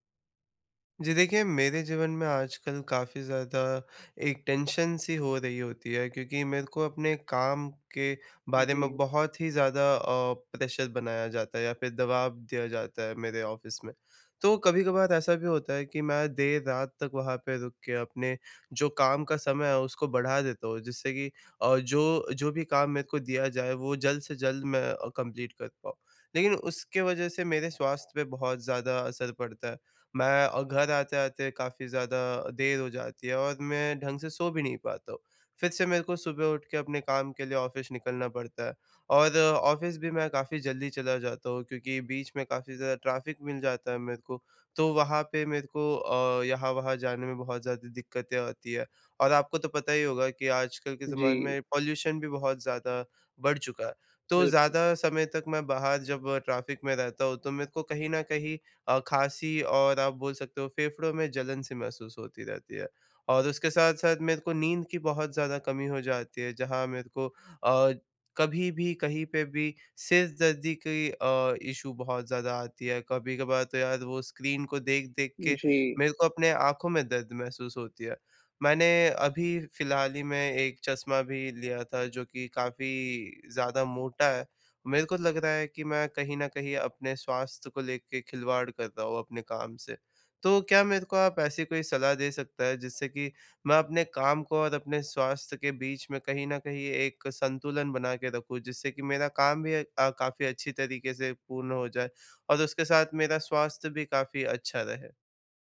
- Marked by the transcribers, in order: tapping; in English: "टेंशन"; in English: "प्रेशर"; in English: "ऑफ़िस"; in English: "कंप्लीट"; in English: "ऑफ़िस"; in English: "ऑफ़िस"; in English: "ट्रैफिक"; in English: "पॉल्यूशन"; in English: "ट्रैफिक"; in English: "इशू"
- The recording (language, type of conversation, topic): Hindi, advice, काम और स्वास्थ्य के बीच संतुलन बनाने के उपाय